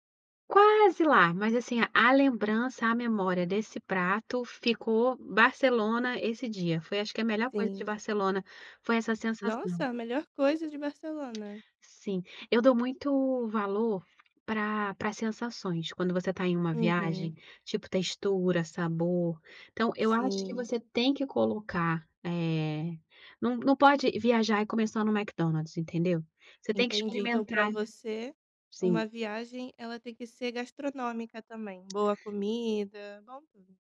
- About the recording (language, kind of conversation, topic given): Portuguese, podcast, Qual foi a melhor comida que você experimentou viajando?
- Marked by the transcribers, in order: stressed: "Quase"; tapping